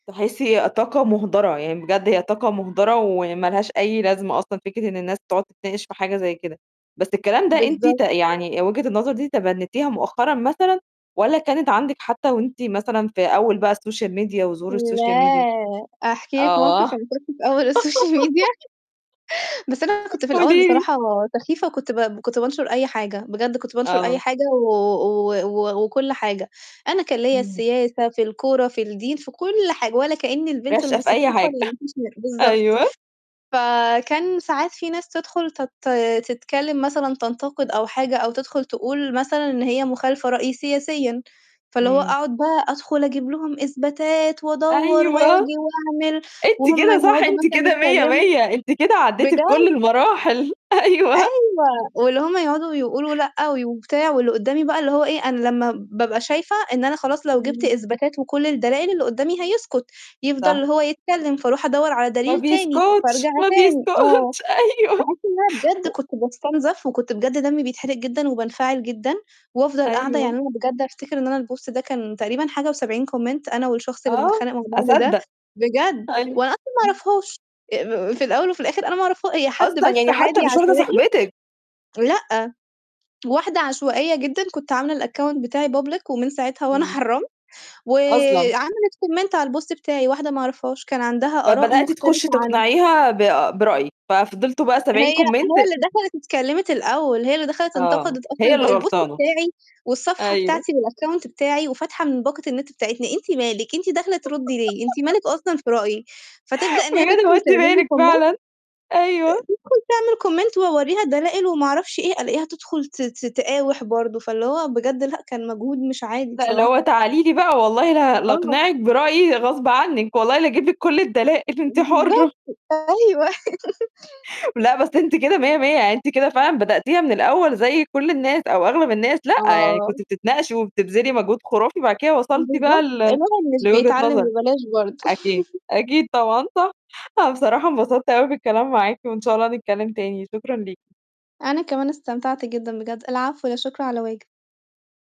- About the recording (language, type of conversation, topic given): Arabic, podcast, إزاي بتحافظ على احترام اللي قدامك وقت النقاش؟
- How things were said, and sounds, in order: background speech; in English: "الsocial media"; in English: "الsocial media؟"; laughing while speaking: "الsocial media"; in English: "الsocial media"; giggle; chuckle; distorted speech; laugh; laughing while speaking: "قولي لي"; chuckle; laughing while speaking: "أيوه. أنتِ كده صح، أنتِ … بكل المراحل. أيوه"; laughing while speaking: "ما بيسكُتش، ما بيسكُتش. أيوه"; chuckle; in English: "الpost"; in English: "comment"; in English: "الaccount"; in English: "public"; laughing while speaking: "وأنا حرّمت"; in English: "comment"; in English: "الpost"; in English: "comment"; in English: "الpost"; in English: "والaccount"; giggle; laughing while speaking: "بجد، هو أنتِ مالِك فعلًا؟"; in English: "comment"; in English: "comment"; laughing while speaking: "أنتِ حُرّة"; tapping; laugh; chuckle; chuckle